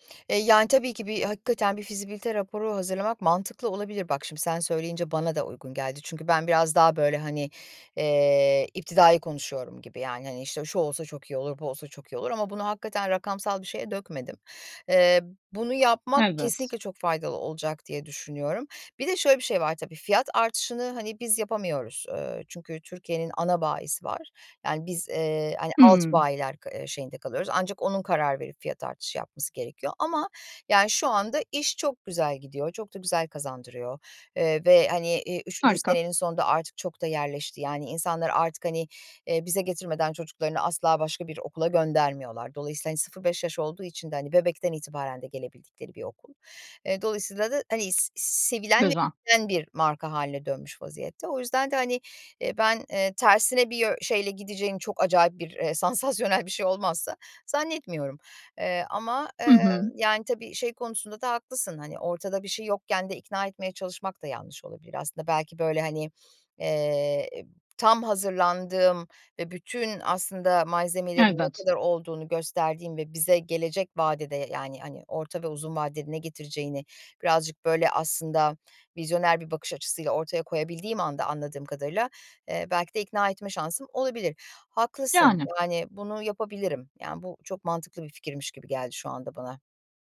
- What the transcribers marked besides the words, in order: unintelligible speech; laughing while speaking: "sansasyonel"; tapping
- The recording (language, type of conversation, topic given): Turkish, advice, Ortağınızla işin yönü ve vizyon konusunda büyük bir fikir ayrılığı yaşıyorsanız bunu nasıl çözebilirsiniz?